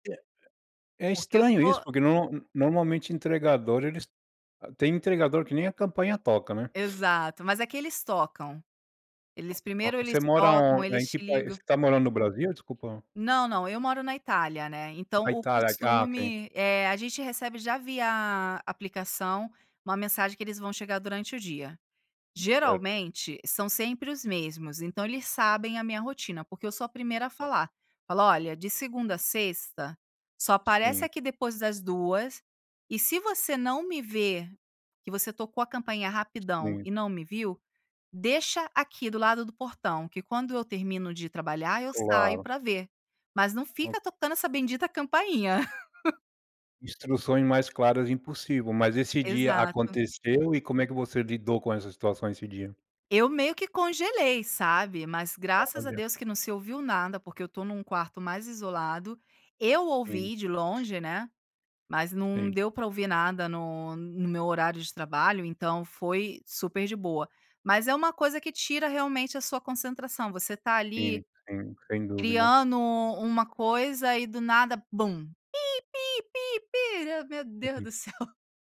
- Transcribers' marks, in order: laugh; tapping; put-on voice: "Pi-pi-pi-pi"; chuckle
- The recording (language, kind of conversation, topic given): Portuguese, podcast, Como você lida com interrupções quando está focado numa tarefa criativa?